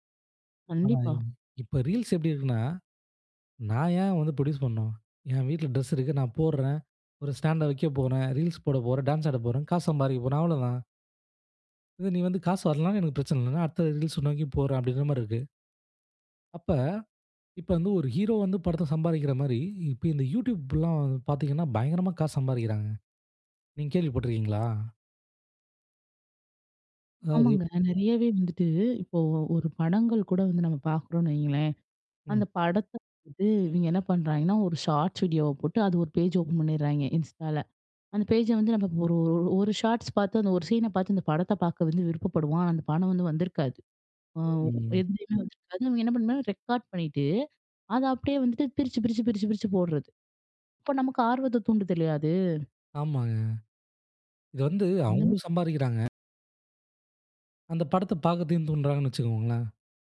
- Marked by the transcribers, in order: in English: "புரொடியூஸ்"; "பண்ணனும்" said as "பண்ணும்"; anticipating: "நீங்க கேள்வி பட்டுருக்கீங்களா?"; other background noise; "பண்ணுவாங்கன்னா" said as "பண்ணுனா"; "அந்தமாரி" said as "அந்தம"; "பாக்குரதுக்கும்" said as "பாக்கதையும்"
- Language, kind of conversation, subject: Tamil, podcast, சிறு கால வீடியோக்கள் முழுநீளத் திரைப்படங்களை மிஞ்சி வருகிறதா?